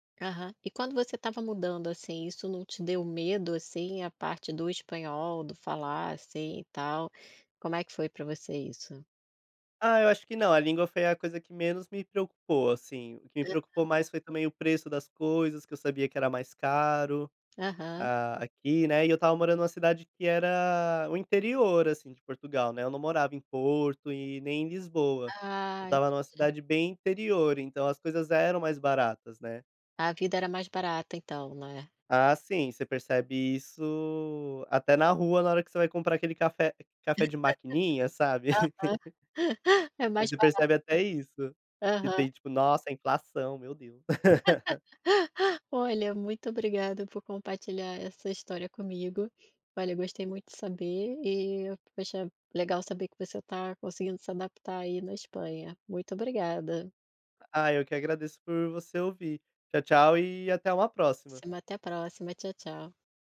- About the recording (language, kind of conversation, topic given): Portuguese, podcast, Como você supera o medo da mudança?
- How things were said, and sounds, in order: laugh; laughing while speaking: "É mais barato"; laugh; laugh; tapping; unintelligible speech